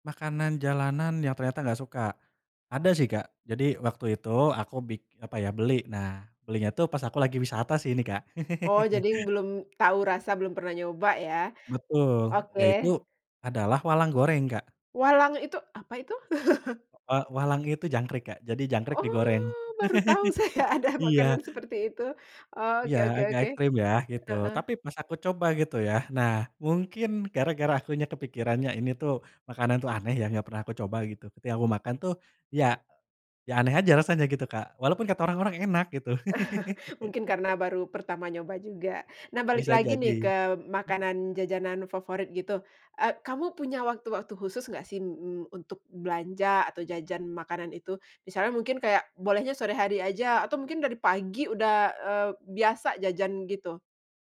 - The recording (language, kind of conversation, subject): Indonesian, podcast, Apa makanan jalanan favoritmu yang paling membuatmu merasa bahagia?
- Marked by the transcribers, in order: laugh; chuckle; laughing while speaking: "saya"; chuckle; chuckle; laugh